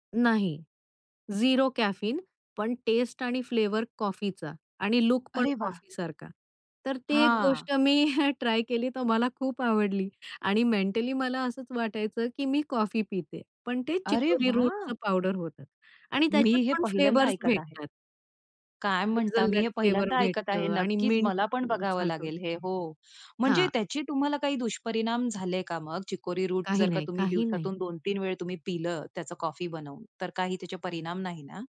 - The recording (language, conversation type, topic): Marathi, podcast, कॅफिनबद्दल तुमचे काही नियम आहेत का?
- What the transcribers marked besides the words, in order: in English: "झिरो"; in English: "फ्लेव्हर"; chuckle; surprised: "अरे वाह!"; in English: "फ्लेव्हर्स"; in English: "फ्लेवर"